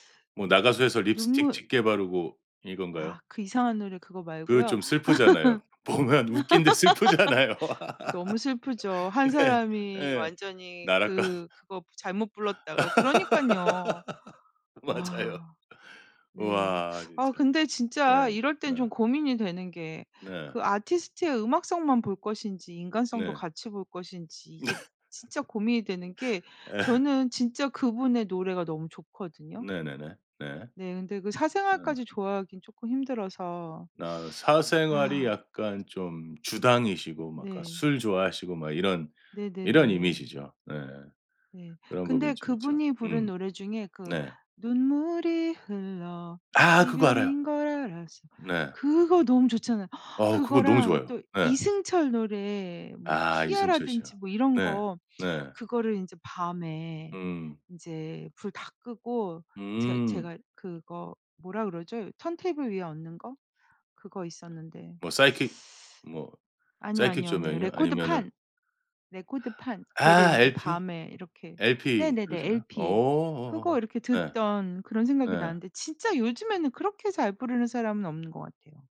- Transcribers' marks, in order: laugh; laughing while speaking: "보면 웃긴데 슬프잖아요. 네"; laughing while speaking: "나락가"; laugh; laughing while speaking: "맞아요"; laughing while speaking: "네"; laugh; teeth sucking; singing: "눈물이 흘러 이별인 걸 알았어"; gasp; teeth sucking; tapping; in English: "psychic"; in English: "psychic"
- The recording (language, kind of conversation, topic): Korean, podcast, 친구들과 함께 부르던 추억의 노래가 있나요?